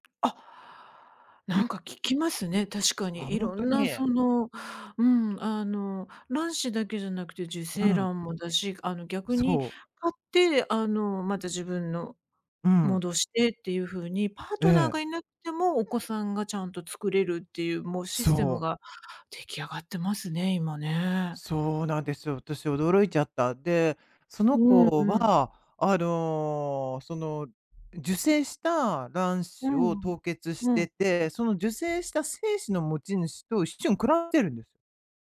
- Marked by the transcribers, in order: tapping; other noise
- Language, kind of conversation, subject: Japanese, advice, 将来の結婚や子どもに関する価値観の違いで、進路が合わないときはどうすればよいですか？